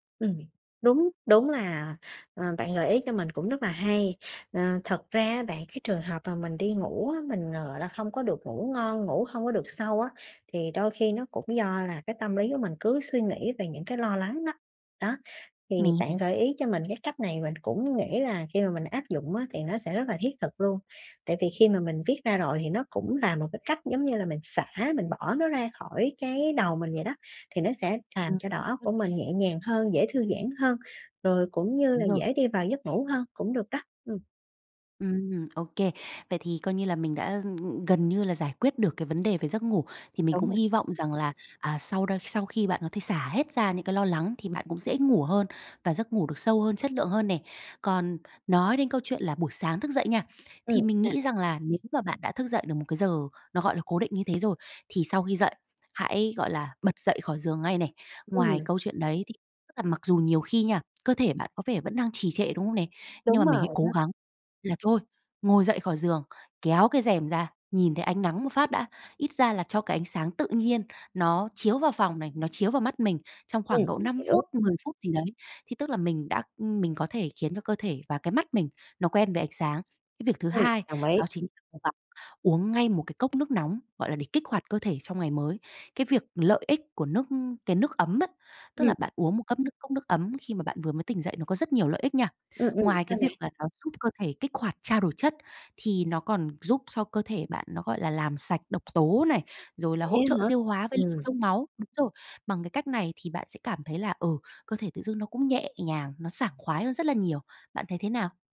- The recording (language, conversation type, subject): Vietnamese, advice, Làm sao để có buổi sáng tràn đầy năng lượng và bắt đầu ngày mới tốt hơn?
- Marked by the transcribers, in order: other background noise; tapping; unintelligible speech